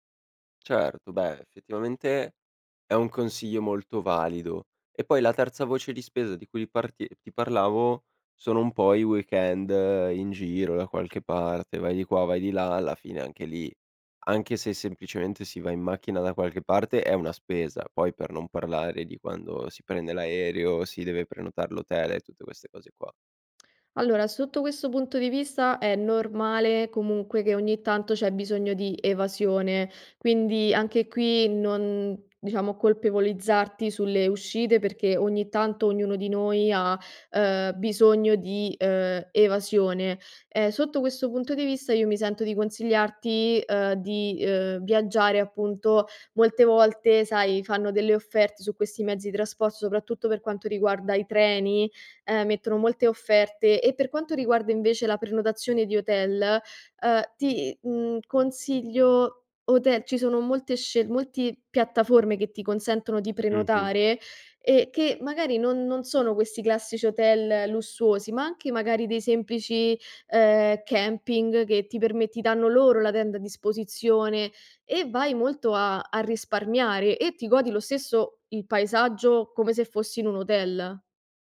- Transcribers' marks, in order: none
- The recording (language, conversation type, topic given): Italian, advice, Come posso rispettare un budget mensile senza sforarlo?